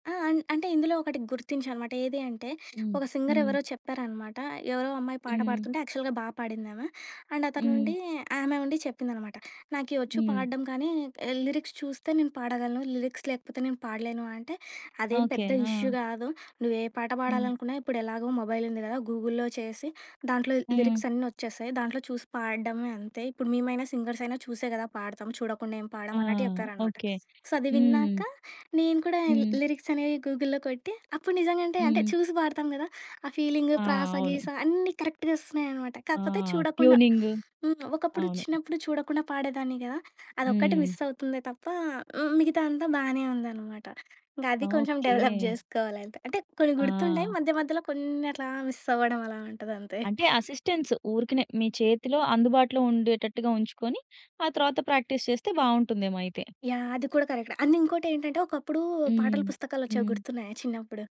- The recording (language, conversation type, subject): Telugu, podcast, మీరు ఇప్పుడు మళ్లీ మొదలుపెట్టాలని అనుకుంటున్న పాత అభిరుచి ఏది?
- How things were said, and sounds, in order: in English: "సింగర్"; in English: "యాక్చువల్‌గా"; in English: "అండ్"; in English: "లిరిక్స్"; in English: "లిరిక్స్"; in English: "ఇష్యూ"; in English: "మొబైల్"; in English: "గూగుల్‌లో"; in English: "లిరిక్స్"; other background noise; in English: "సో"; in English: "లిరిక్స్"; in English: "గూగుల్‌లో"; in English: "కరెక్ట్‌గా"; in English: "మిస్"; in English: "డెవలప్"; in English: "మిస్"; in English: "అసిస్టెన్స్"; in English: "ప్రాక్టీస్"; tapping; in English: "కరెక్ట్. అండ్"